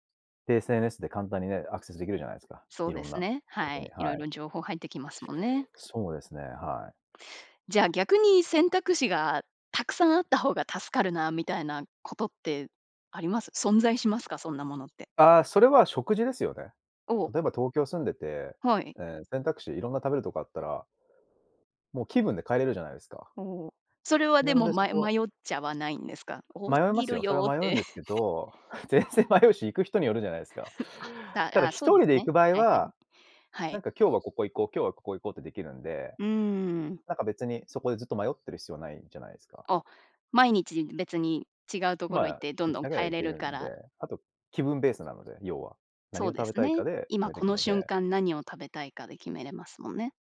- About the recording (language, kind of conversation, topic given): Japanese, podcast, 選択肢が多すぎると、かえって決められなくなることはありますか？
- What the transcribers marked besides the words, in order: tapping; laughing while speaking: "全然迷うし"; giggle; giggle